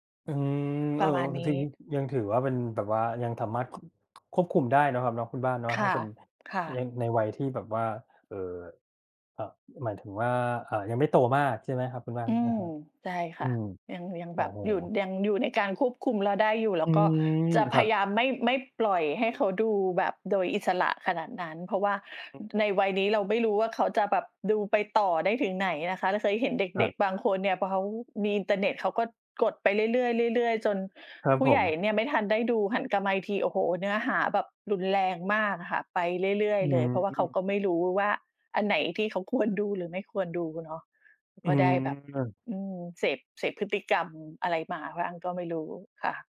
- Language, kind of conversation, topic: Thai, unstructured, คุณคิดว่าการใช้สื่อสังคมออนไลน์มากเกินไปทำให้เสียสมาธิไหม?
- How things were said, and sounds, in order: none